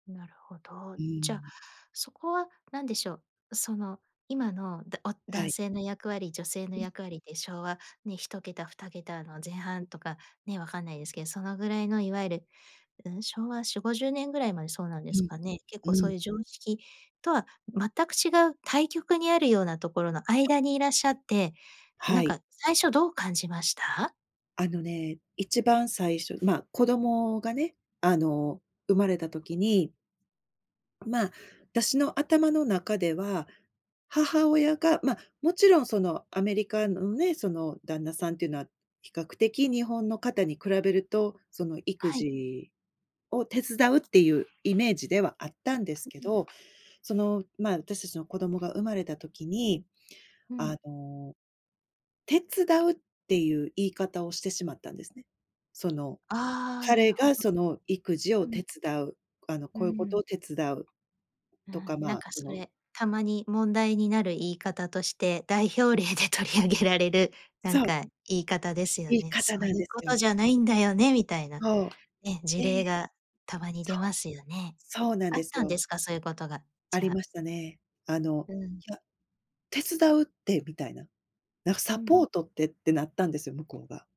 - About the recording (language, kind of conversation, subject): Japanese, podcast, どうやって古い常識を見直す？
- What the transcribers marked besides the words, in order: other noise; other background noise; tapping; laughing while speaking: "代表例で取り上げられる"